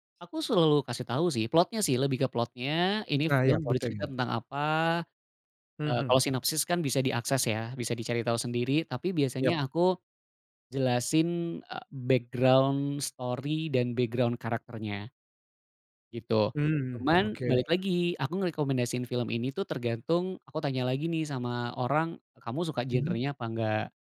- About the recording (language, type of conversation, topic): Indonesian, podcast, Film atau serial apa yang selalu kamu rekomendasikan, dan kenapa?
- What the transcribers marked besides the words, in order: in English: "background story"; in English: "background"